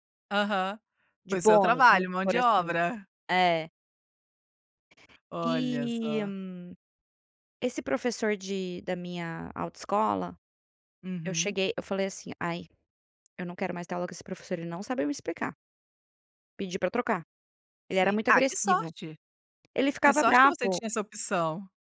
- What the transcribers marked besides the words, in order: unintelligible speech
- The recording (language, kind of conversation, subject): Portuguese, podcast, Como a internet mudou seu jeito de aprender?